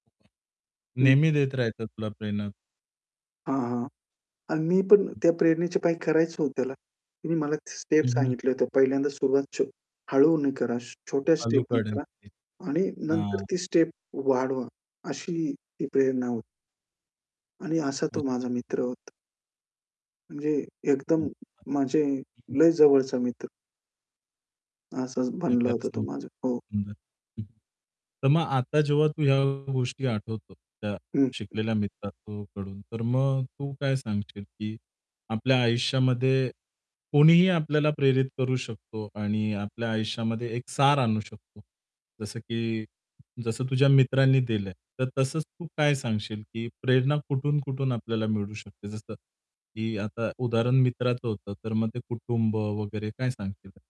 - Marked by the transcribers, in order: other background noise; in English: "स्टेप"; unintelligible speech; in English: "स्टेपनी"; in English: "स्टेप"; static; distorted speech; unintelligible speech; tapping
- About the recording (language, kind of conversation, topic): Marathi, podcast, आयुष्यभर शिकत राहायची उमेद तुम्हाला कुठून मिळते?
- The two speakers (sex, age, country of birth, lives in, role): male, 30-34, India, India, host; male, 35-39, India, India, guest